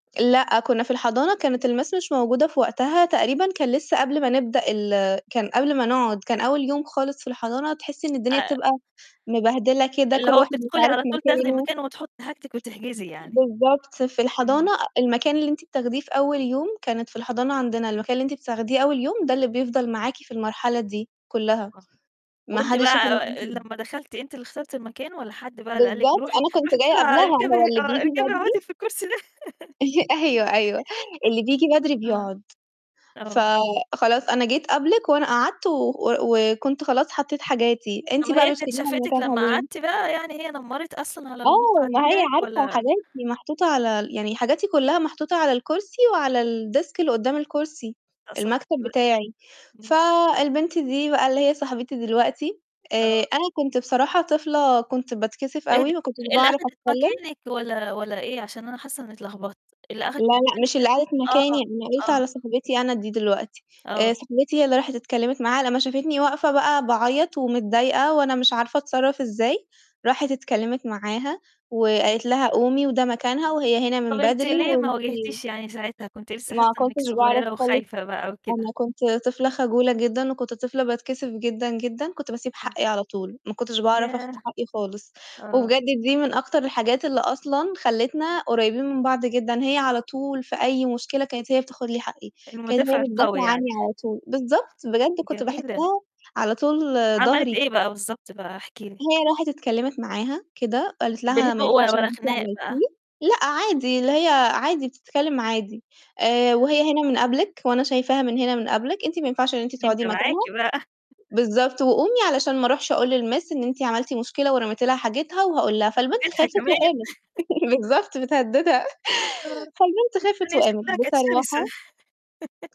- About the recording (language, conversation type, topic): Arabic, podcast, إيه الموقف اللي علّمك معنى الصداقة؟
- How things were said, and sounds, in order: in English: "الMiss"; tapping; distorted speech; unintelligible speech; chuckle; laughing while speaking: "أيوه، أيوه"; laughing while speaking: "اركبي أقعدي في الكرسي ده"; laugh; other background noise; in English: "الديسك"; unintelligible speech; unintelligible speech; other noise; unintelligible speech; laughing while speaking: "بقى"; in English: "للMiss"; unintelligible speech; chuckle; laugh; laughing while speaking: "بالضبط بتهدّدها"; unintelligible speech; laugh